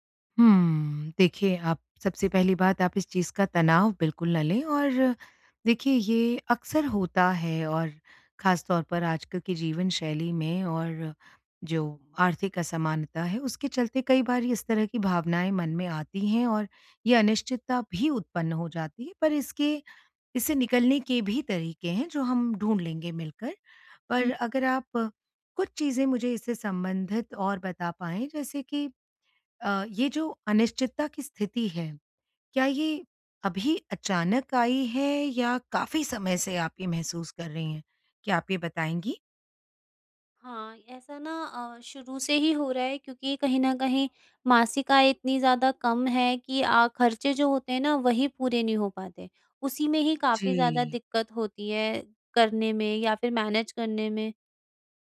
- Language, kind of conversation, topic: Hindi, advice, आर्थिक अनिश्चितता में अनपेक्षित पैसों के झटकों से कैसे निपटूँ?
- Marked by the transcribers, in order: in English: "मैनेज़"